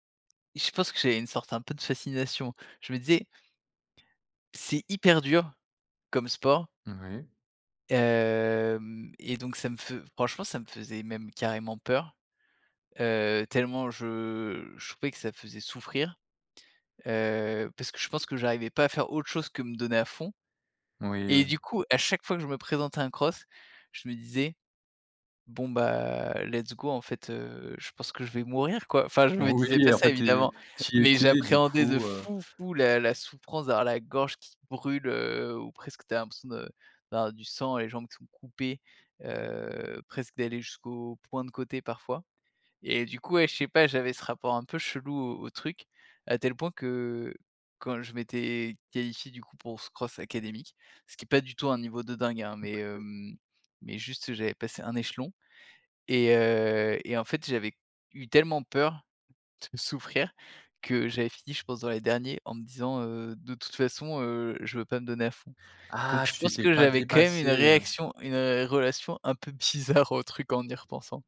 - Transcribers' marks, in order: stressed: "hyper"; drawn out: "Hem"; in English: "let's go"; trusting: "Enfin je me disais pas ça évidemment"; laughing while speaking: "Oui"; stressed: "fou, fou"; drawn out: "heu"; drawn out: "que"; laughing while speaking: "de"; other background noise; laughing while speaking: "bizarre"
- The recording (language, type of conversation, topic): French, podcast, Comment as-tu commencé la course à pied ?